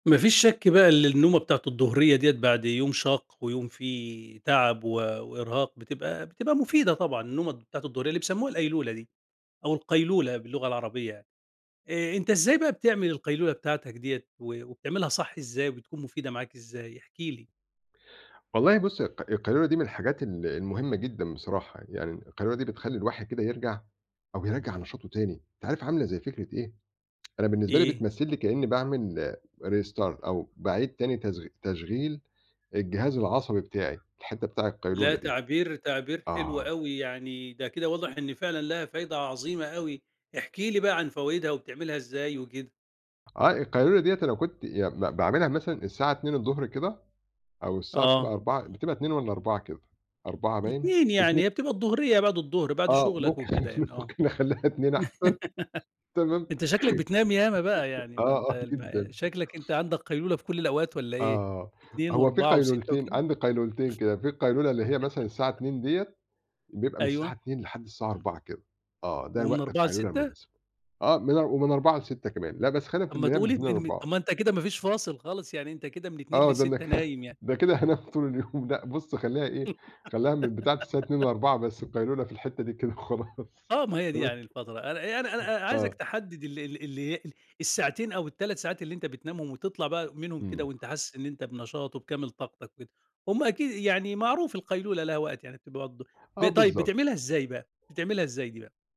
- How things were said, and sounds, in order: tapping; tsk; in English: "restart"; other background noise; laugh; laughing while speaking: "ممكن نخلّيها اتنين أحسن"; laugh; laugh; laugh; chuckle; laughing while speaking: "هانام طول اليوم"; laugh; laughing while speaking: "كده وخلاص"
- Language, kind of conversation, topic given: Arabic, podcast, إنت بتحب تاخد قيلولة؟ وإيه اللي بيخلّي القيلولة تبقى مظبوطة عندك؟